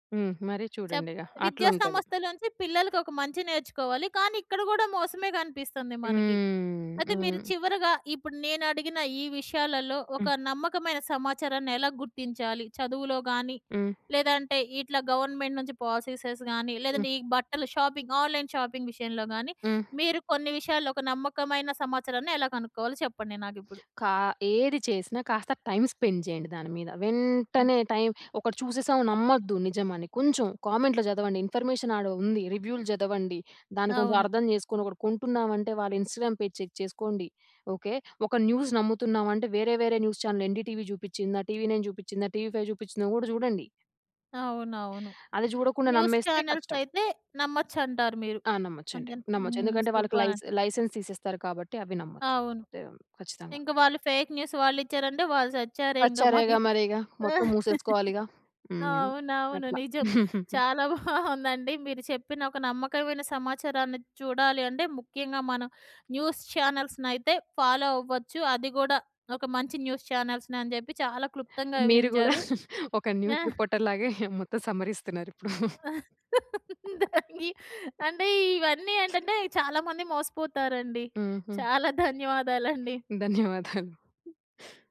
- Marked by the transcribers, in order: in English: "గవర్నమెంట్"; in English: "పాలిసీసెస్"; in English: "షాపింగ్ ఆన్‌లైన్ షాపింగ్"; other background noise; in English: "టైమ్ స్పెండ్"; in English: "టైమ్"; in English: "ఇన్ఫర్మేషన్"; in English: "పేజ్ చెక్"; in English: "న్యూస్"; in English: "న్యూస్ చానెల్"; in English: "న్యూస్ ఛానెల్స్"; in English: "ఫేక్ న్యూస్"; laugh; laughing while speaking: "బావుందండి"; giggle; in English: "న్యూస్"; in English: "ఫాలో"; in English: "న్యూస్"; laughing while speaking: "ఒక న్యూస్ రిపోర్టర్‌లాగే మొత్తం సంహరిస్తున్నారిప్పుడు"; in English: "న్యూస్ రిపోర్టర్‌లాగే"; tapping; laughing while speaking: "దానికి"; laughing while speaking: "ధన్యవాదాలు"
- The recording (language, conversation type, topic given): Telugu, podcast, నమ్మకమైన సమాచారాన్ని మీరు ఎలా గుర్తిస్తారు?